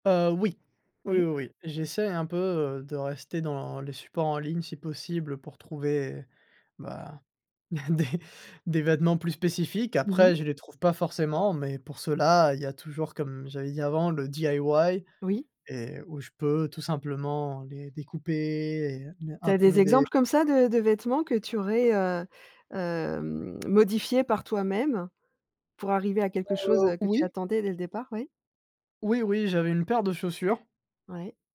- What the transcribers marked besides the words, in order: laughing while speaking: "des"; put-on voice: "DIY"; other background noise
- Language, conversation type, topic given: French, podcast, Tu fais attention à la mode éthique ?